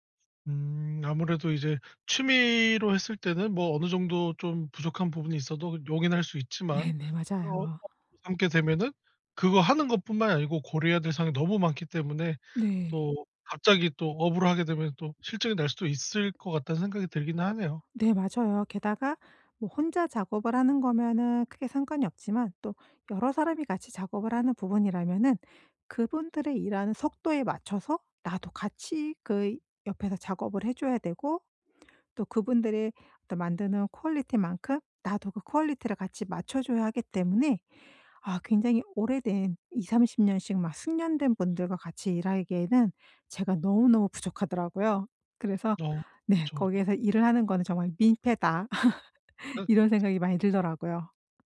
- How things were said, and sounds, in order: unintelligible speech; tapping; laugh
- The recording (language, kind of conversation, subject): Korean, podcast, 취미를 꾸준히 이어갈 수 있는 비결은 무엇인가요?